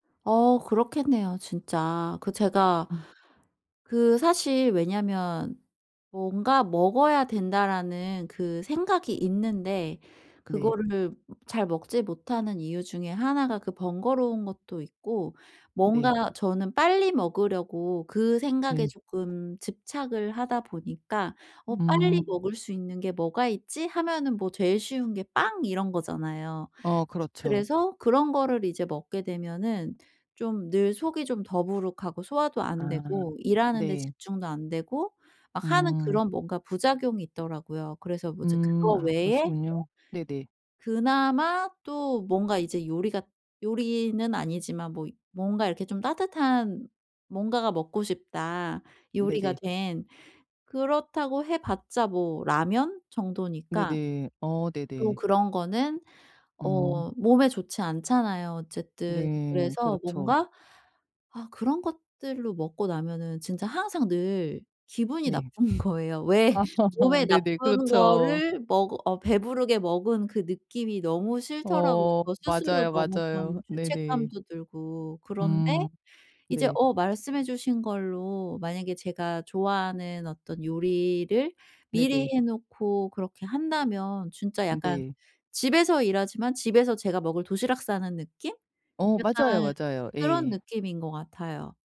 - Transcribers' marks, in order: other background noise; laughing while speaking: "나쁜"; laugh
- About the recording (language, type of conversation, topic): Korean, advice, 바쁜 일정 속에서 건강한 식사를 꾸준히 유지하려면 어떻게 해야 하나요?